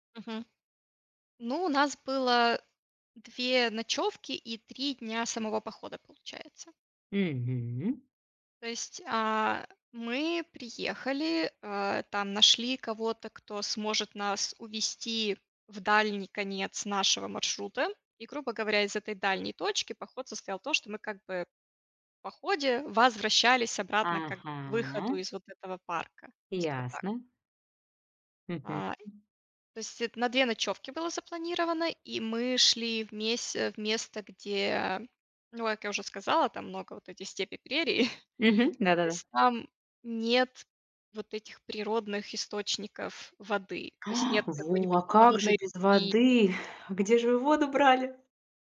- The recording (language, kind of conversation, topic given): Russian, podcast, Какой поход на природу был твоим любимым и почему?
- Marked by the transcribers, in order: other background noise; tapping; chuckle; gasp